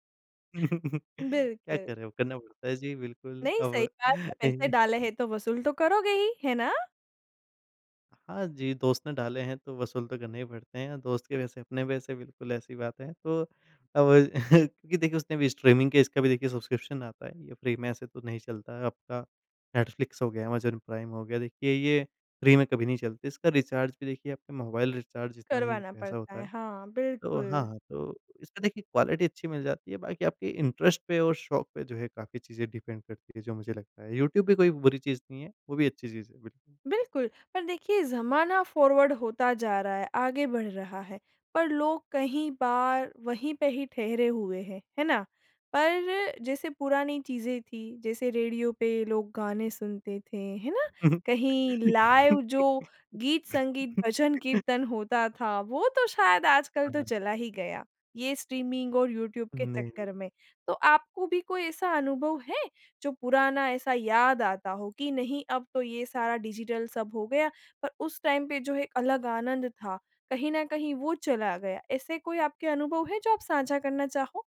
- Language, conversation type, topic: Hindi, podcast, यूट्यूब और स्ट्रीमिंग ने तुम्हारी पुरानी पसंदें कैसे बदल दीं?
- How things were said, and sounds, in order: laugh; laughing while speaking: "क्या करे अब करना पड़ता है जी, बिल्कुल, अब"; chuckle; chuckle; in English: "स्ट्रीमिंग"; in English: "सब्स्क्रिप्शन"; in English: "फ्री"; in English: "फ्री"; in English: "क्वालिटी"; in English: "इंटरेस्ट"; in English: "डिपेंड"; in English: "फॉरवर्ड"; giggle; in English: "लाइव"; in English: "स्ट्रीमिंग"; in English: "टाइम"